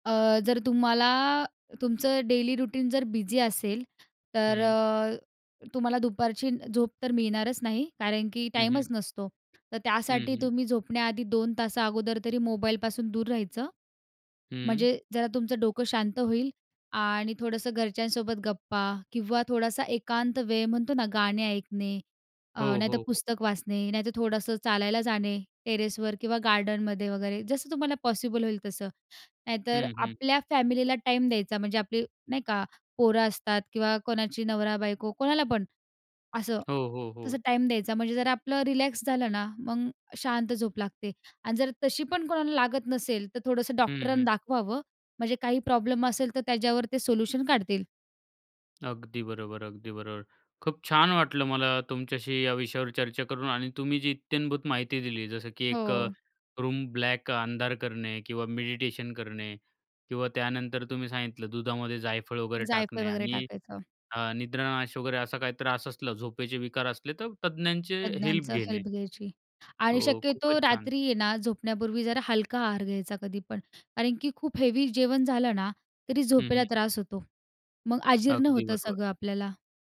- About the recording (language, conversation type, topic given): Marathi, podcast, झोप सुधारण्यासाठी तुम्ही कोणते साधे उपाय वापरता?
- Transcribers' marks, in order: in English: "डेली रुटीन"; other background noise; in English: "टेरेसवर"; in English: "रूम"; in English: "हेल्प"; in English: "हेल्प"; tapping